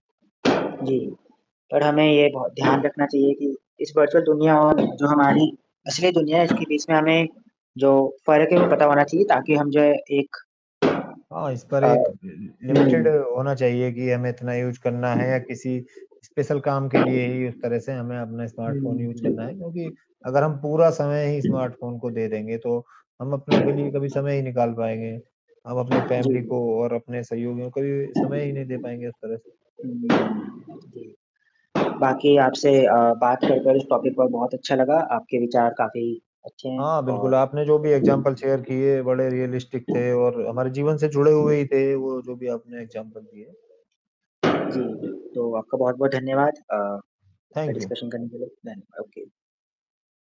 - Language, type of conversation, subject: Hindi, unstructured, स्मार्टफोन ने आपकी दिनचर्या को कैसे बदला है?
- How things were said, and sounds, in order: static; tapping; in English: "वर्चुअल"; other background noise; in English: "लि लिमिटेड"; in English: "यूज़"; in English: "स्पेशल"; in English: "स्मार्टफ़ोन यूज़"; in English: "स्मार्टफ़ोन"; in English: "फैमिली"; in English: "टॉपिक"; in English: "एग्ज़ाम्पल शेयर"; in English: "रियलिस्टिक"; in English: "एग्ज़ाम्पल"; in English: "डिस्कशन"; in English: "थैंक यू"; in English: "ओके"